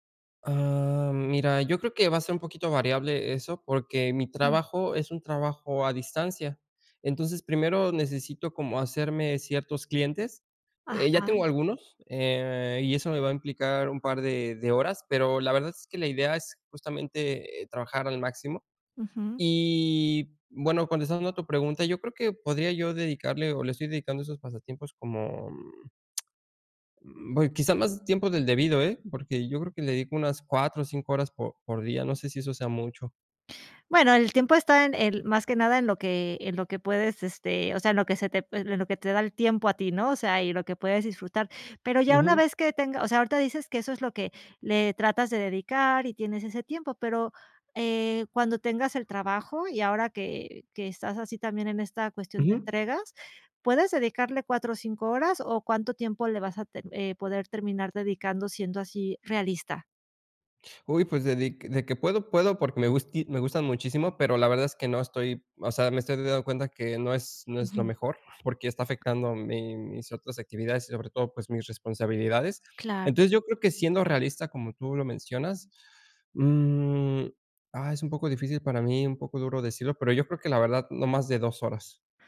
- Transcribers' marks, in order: tapping
- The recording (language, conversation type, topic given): Spanish, advice, ¿Cómo puedo equilibrar mis pasatiempos y responsabilidades diarias?